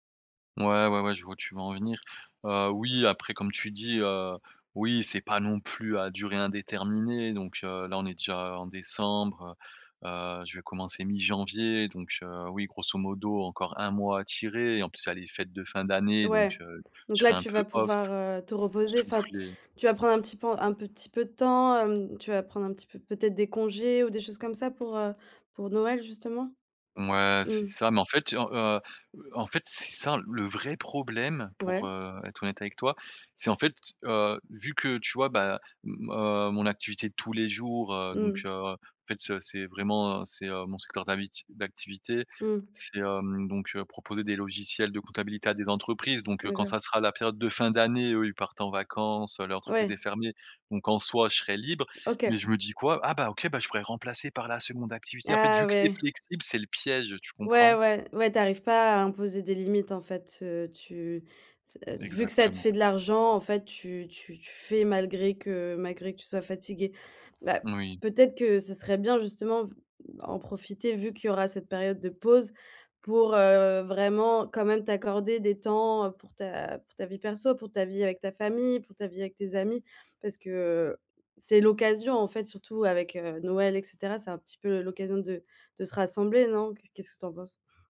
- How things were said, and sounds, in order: other background noise; stressed: "vrai"; tapping
- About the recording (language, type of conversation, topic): French, advice, Comment puis-je redéfinir mes limites entre le travail et la vie personnelle pour éviter l’épuisement professionnel ?